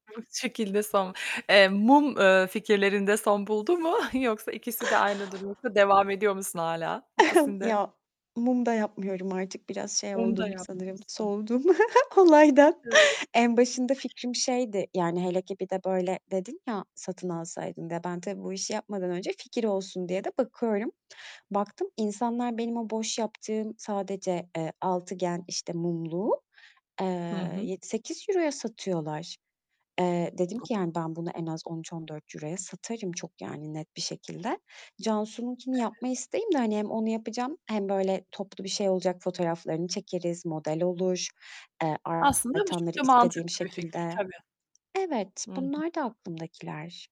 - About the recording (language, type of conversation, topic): Turkish, podcast, İlk başladığında yaptığın en büyük hata neydi?
- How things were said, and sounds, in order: unintelligible speech; other background noise; tapping; distorted speech; static; chuckle; chuckle; unintelligible speech